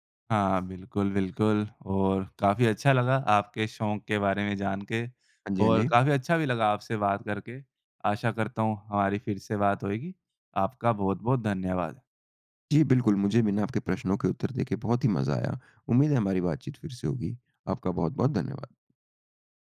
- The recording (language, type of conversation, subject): Hindi, podcast, कौन सा शौक आपको सबसे ज़्यादा सुकून देता है?
- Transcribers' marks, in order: none